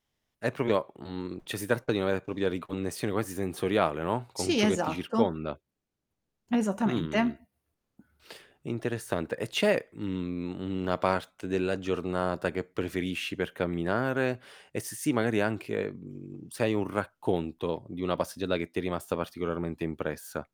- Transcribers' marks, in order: "proprio" said as "propio"; tapping; "propria" said as "propia"; other background noise
- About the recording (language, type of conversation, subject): Italian, podcast, Come trasformi una semplice passeggiata in una pratica meditativa?